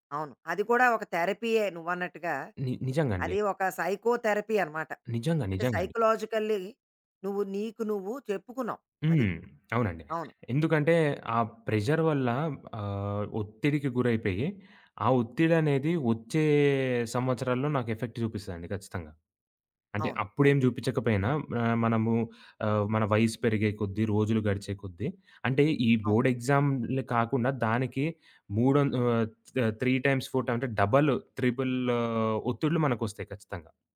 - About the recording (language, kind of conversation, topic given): Telugu, podcast, థెరపీ గురించి మీ అభిప్రాయం ఏమిటి?
- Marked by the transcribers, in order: in English: "థెరపీయే"; other background noise; in English: "సైకోథెరపీ"; in English: "సైకలాజికల్లి"; tapping; in English: "ప్రెషర్"; in English: "ఎఫెక్ట్"; in English: "కరెక్ట్"; in English: "బోర్డ్ ఎక్సామ్‌లే"; in English: "త్రీ టైమ్స్, ఫోర్ టైమ్"